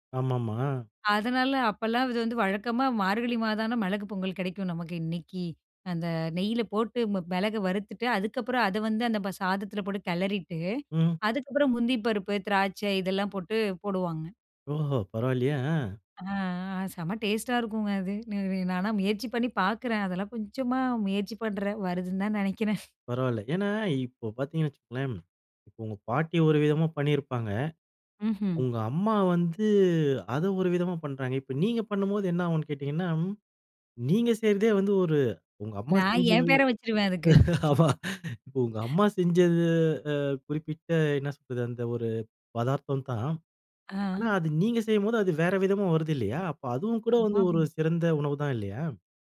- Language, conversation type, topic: Tamil, podcast, அம்மாவின் குறிப்பிட்ட ஒரு சமையல் குறிப்பை பற்றி சொல்ல முடியுமா?
- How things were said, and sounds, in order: other background noise; "முந்திரி" said as "முந்தி"; drawn out: "அ"; chuckle; drawn out: "வந்து"; laughing while speaking: "ஆமா"; chuckle; other noise